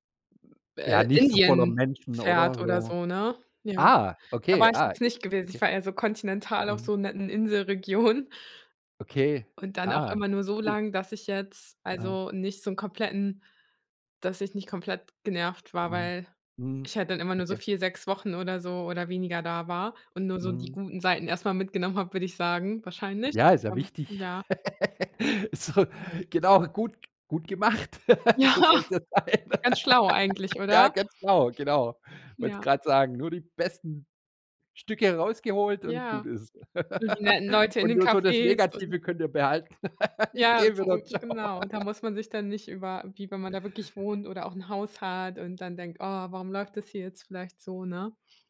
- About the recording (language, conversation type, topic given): German, podcast, Woran merkst du, dass du dich an eine neue Kultur angepasst hast?
- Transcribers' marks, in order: surprised: "ah"; laughing while speaking: "Inselregionen"; giggle; laughing while speaking: "So"; giggle; laughing while speaking: "So soll es ja sein"; laughing while speaking: "Ja"; laugh; giggle; giggle; laughing while speaking: "Ich gehe wieder, tschau"; giggle; tapping